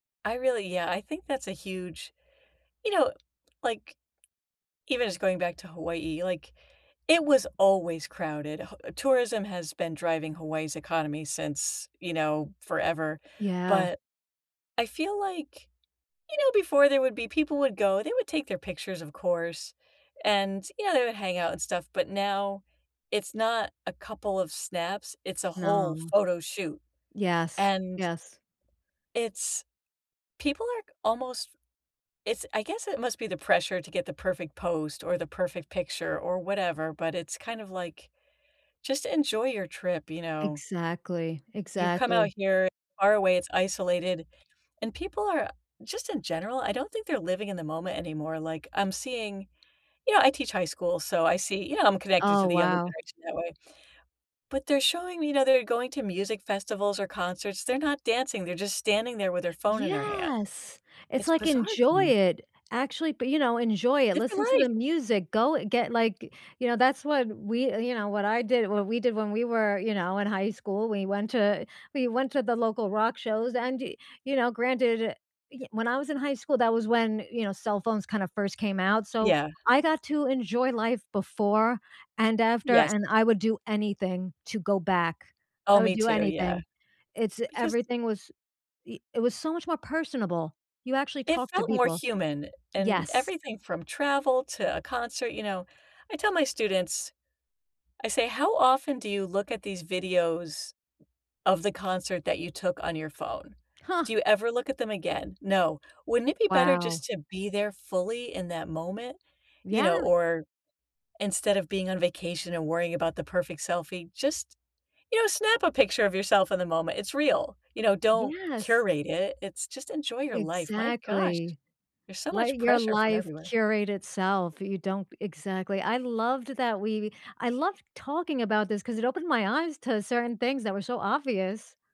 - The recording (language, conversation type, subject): English, unstructured, How do you think overcrowded tourist spots affect travel experiences?
- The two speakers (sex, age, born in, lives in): female, 40-44, United States, United States; female, 45-49, United States, United States
- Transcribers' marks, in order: tapping; other background noise